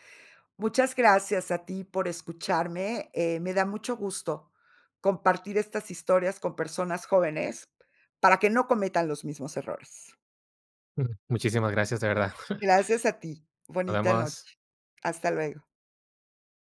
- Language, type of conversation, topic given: Spanish, podcast, ¿Qué papel cumple el error en el desaprendizaje?
- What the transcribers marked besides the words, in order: none